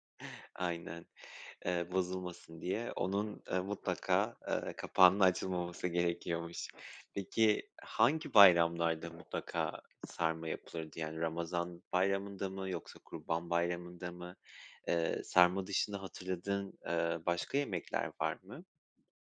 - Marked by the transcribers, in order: inhale; tapping
- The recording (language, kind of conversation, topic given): Turkish, podcast, Bayramlarda mutlaka yapılan yemek hangisidir ve neden önemlidir?